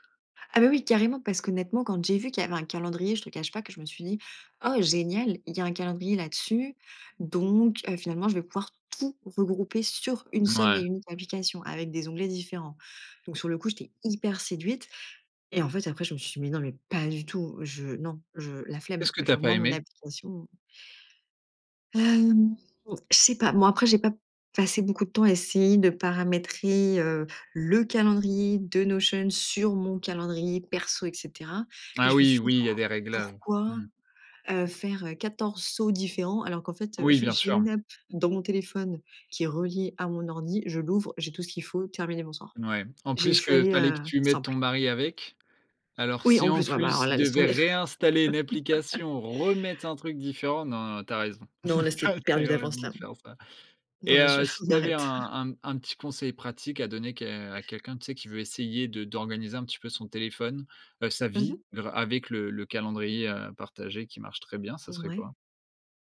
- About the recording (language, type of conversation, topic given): French, podcast, Quelle petite habitude a changé ta vie, et pourquoi ?
- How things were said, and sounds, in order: stressed: "hyper"; put-on voice: "Notion"; stressed: "réinstaller"; stressed: "remettre"; laugh; chuckle; laughing while speaking: "tu as tu as eu raison de faire ça"; laughing while speaking: "on arrête"